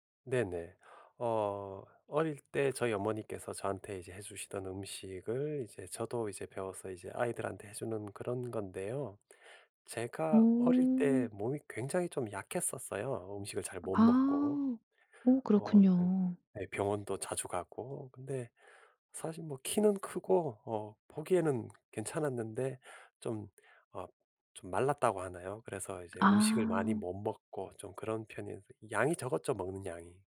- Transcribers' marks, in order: other background noise
- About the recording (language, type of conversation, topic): Korean, podcast, 음식을 통해 어떤 가치를 전달한 경험이 있으신가요?
- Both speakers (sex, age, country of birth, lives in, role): female, 55-59, South Korea, South Korea, host; male, 50-54, South Korea, United States, guest